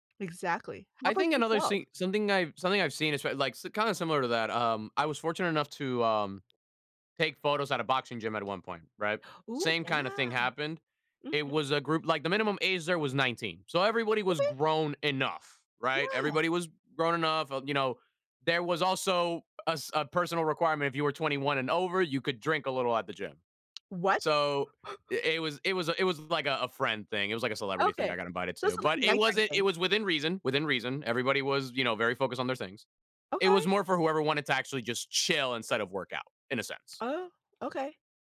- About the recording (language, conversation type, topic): English, unstructured, How can I use teamwork lessons from different sports in my life?
- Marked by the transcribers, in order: tapping; other background noise; gasp